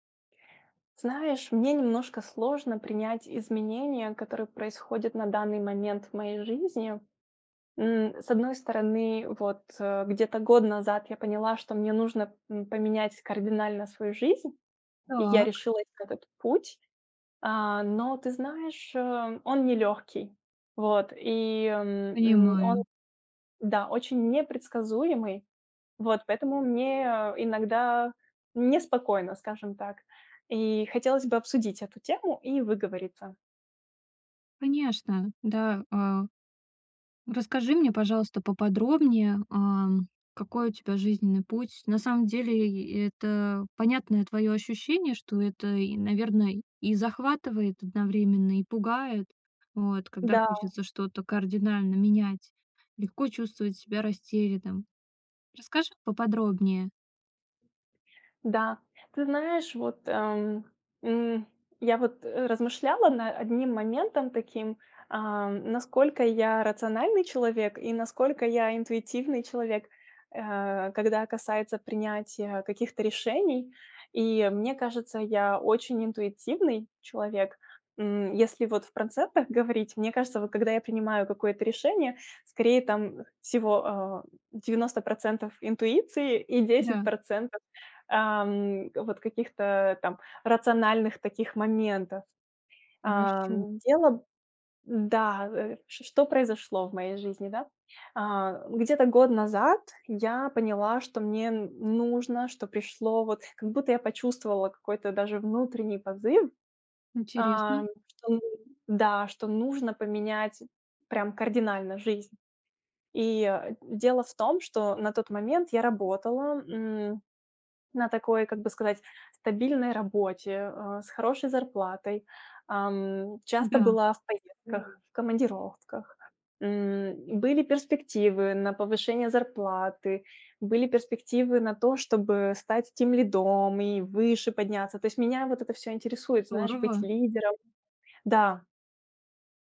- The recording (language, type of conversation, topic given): Russian, advice, Как принять, что разрыв изменил мои жизненные планы, и не терять надежду?
- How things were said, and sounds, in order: background speech